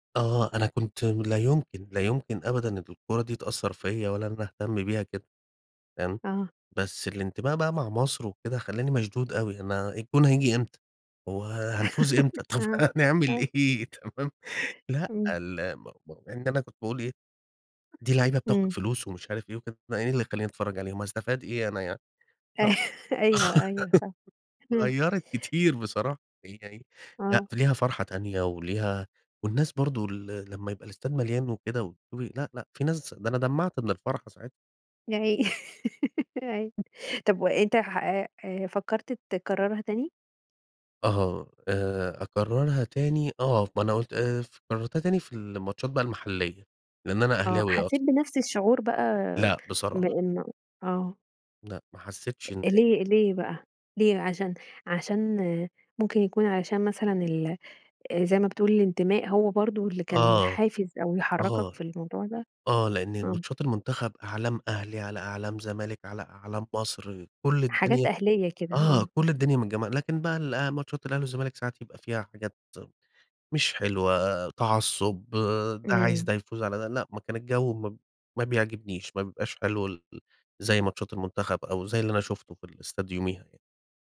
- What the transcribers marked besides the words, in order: laugh; laughing while speaking: "طب هنعمل إيه تمام"; other background noise; laugh; tapping; laugh; laugh; unintelligible speech
- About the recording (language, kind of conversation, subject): Arabic, podcast, ايه أحلى تجربة مشاهدة أثرت فيك ولسه فاكرها؟